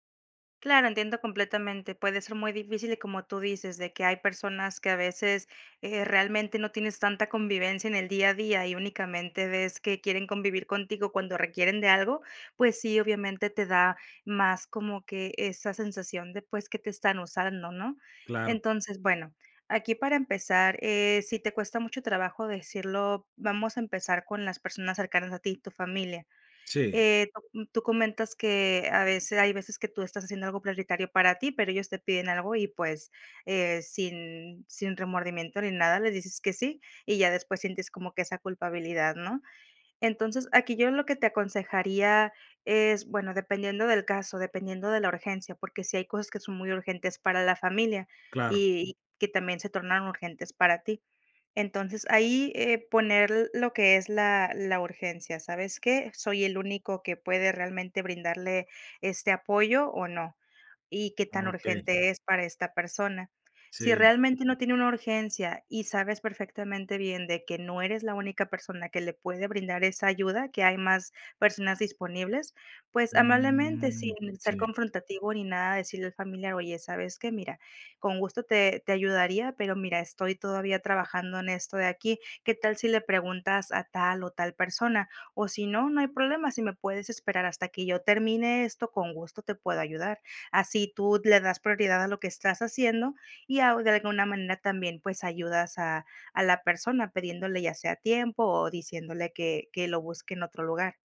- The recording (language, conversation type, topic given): Spanish, advice, ¿En qué situaciones te cuesta decir "no" y poner límites personales?
- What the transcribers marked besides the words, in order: drawn out: "Mm"